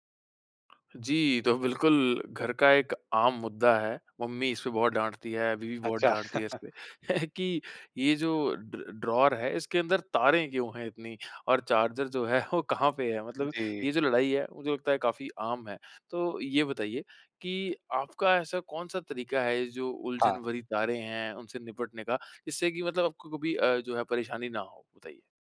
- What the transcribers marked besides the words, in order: tapping; laughing while speaking: "तो बिल्कुल"; chuckle; laughing while speaking: "वो कहाँ"
- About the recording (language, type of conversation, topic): Hindi, podcast, चार्जर और केबलों को सुरक्षित और व्यवस्थित तरीके से कैसे संभालें?